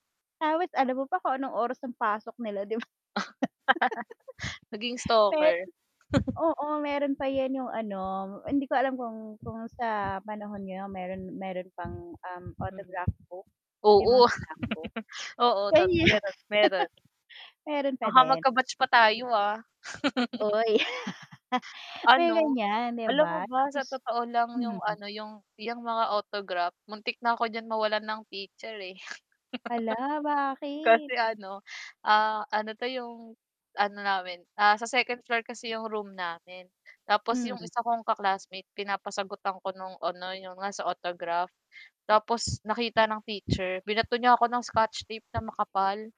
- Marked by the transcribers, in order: static; wind; chuckle; chuckle; laughing while speaking: "Meron"; chuckle; chuckle; chuckle; chuckle; chuckle
- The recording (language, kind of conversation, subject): Filipino, unstructured, Ano ang pinaka-masayang alaala mo kasama ang barkada?